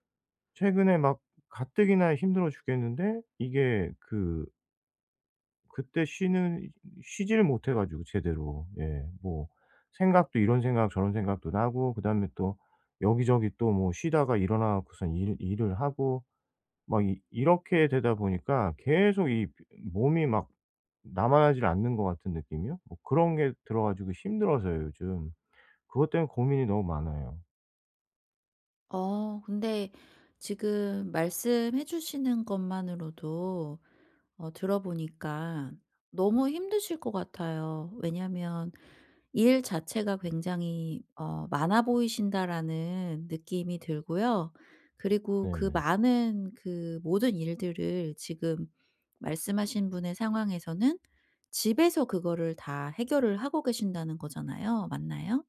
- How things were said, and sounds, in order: none
- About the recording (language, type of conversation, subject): Korean, advice, 어떻게 하면 집에서 편하게 쉬는 습관을 꾸준히 만들 수 있을까요?